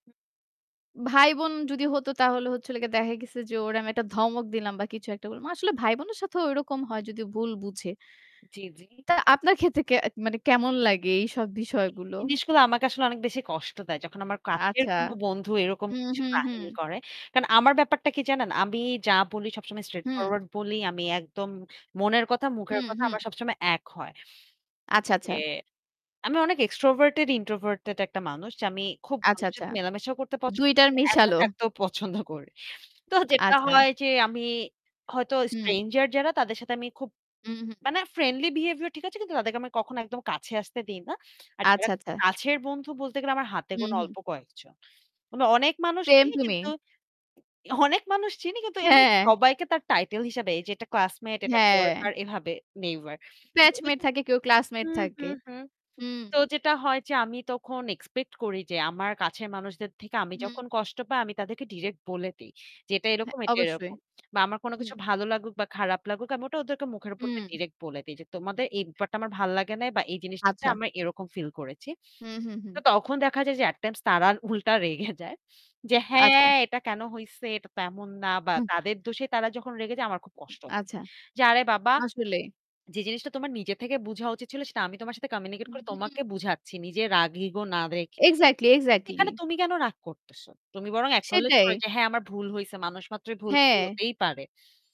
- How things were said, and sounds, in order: static; in English: "extorverted-introverted"; laughing while speaking: "পছন্দ করি"; in English: "friendly behaviour"; in English: "Same to me"; in English: "coworker"; unintelligible speech; tsk; in English: "at times"; laughing while speaking: "রেগে যায়"; in English: "acknowledge"
- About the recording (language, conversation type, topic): Bengali, unstructured, বিবাদ হলে আপনি সাধারণত কী করেন?